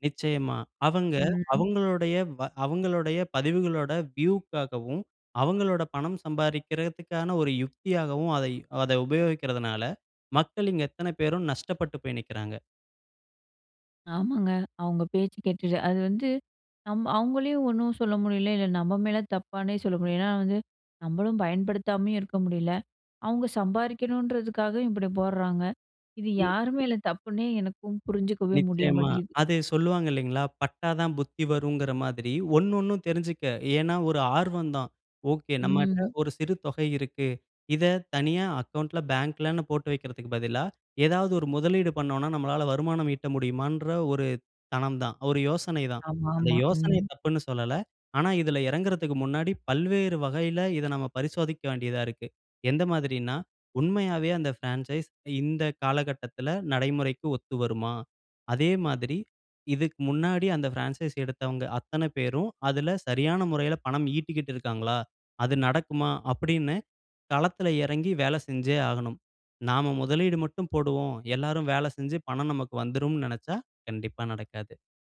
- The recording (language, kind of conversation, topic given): Tamil, podcast, சமூக ஊடகங்களில் வரும் தகவல் உண்மையா பொய்யா என்பதை நீங்கள் எப்படிச் சரிபார்ப்பீர்கள்?
- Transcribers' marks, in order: other background noise; in English: "வியூக்காகவும்"; in English: "பிரான்சைஸ்"; in English: "பிரான்சைஸ்"